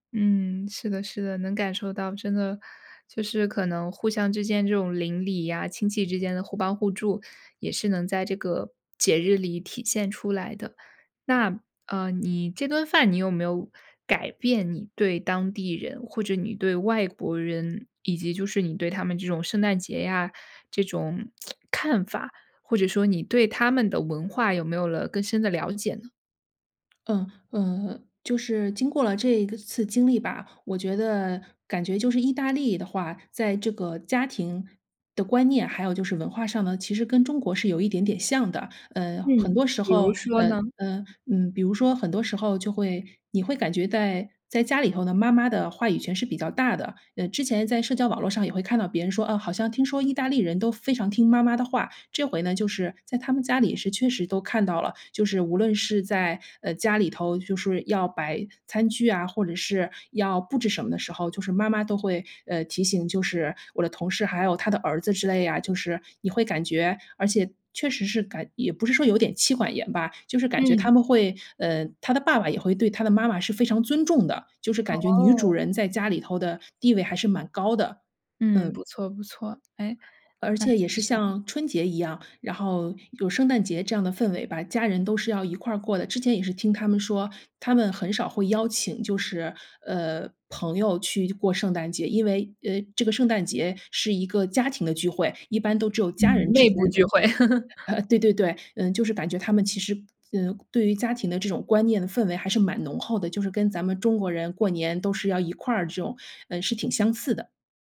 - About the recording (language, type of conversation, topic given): Chinese, podcast, 你能讲讲一次与当地家庭共进晚餐的经历吗？
- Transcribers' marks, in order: tsk; other background noise; "在" said as "带"; chuckle